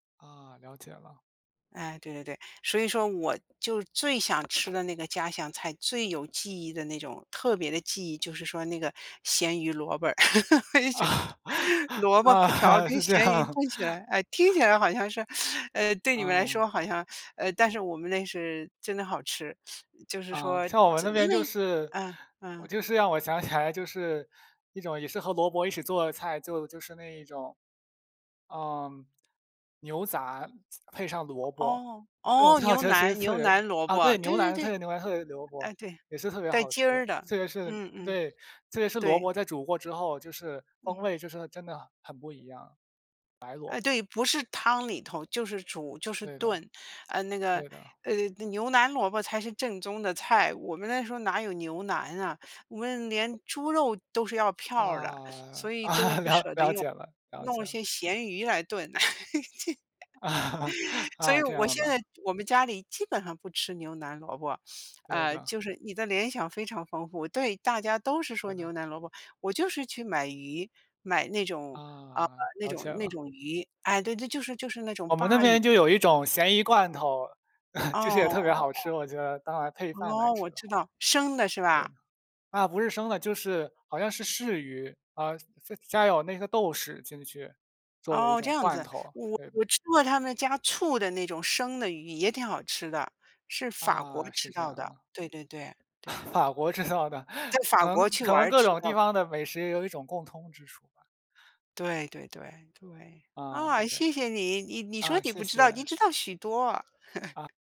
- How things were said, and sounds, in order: other background noise; laugh; unintelligible speech; laughing while speaking: "啊，啊，是这样"; teeth sucking; teeth sucking; other noise; teeth sucking; laughing while speaking: "啊，了 了解了"; laugh; laughing while speaking: "啊，这样的"; sniff; chuckle; laughing while speaking: "法国吃到的"; chuckle
- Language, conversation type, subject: Chinese, unstructured, 你最喜欢的家常菜是什么？
- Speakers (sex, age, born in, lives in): female, 60-64, China, United States; male, 20-24, China, Finland